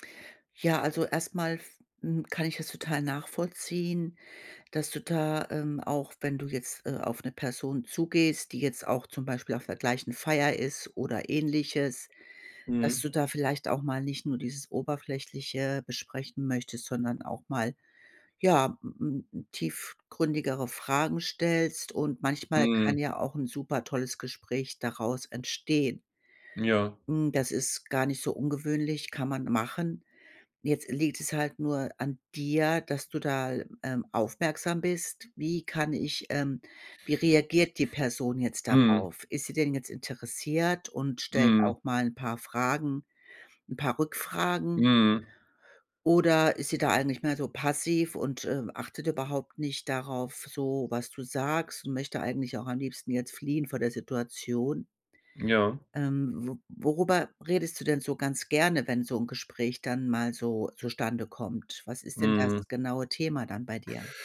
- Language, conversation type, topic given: German, advice, Wie kann ich Gespräche vertiefen, ohne aufdringlich zu wirken?
- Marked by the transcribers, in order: other background noise